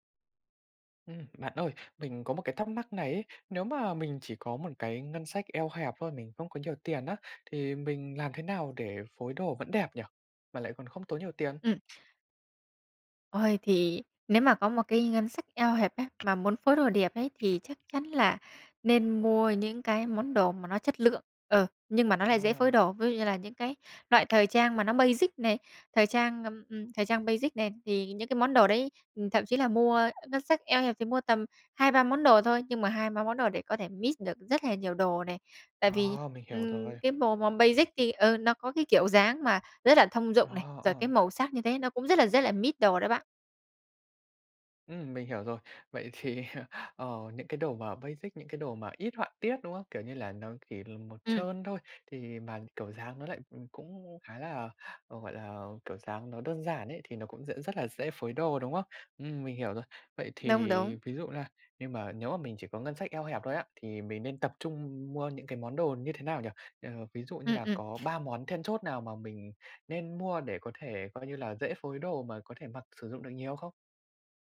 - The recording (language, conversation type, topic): Vietnamese, podcast, Làm sao để phối đồ đẹp mà không tốn nhiều tiền?
- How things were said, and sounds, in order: tapping; other background noise; in English: "basic"; in English: "basic"; in English: "mít"; "mix" said as "mít"; in English: "basic"; in English: "mít"; "mix" said as "mít"; laughing while speaking: "thì"; in English: "basic"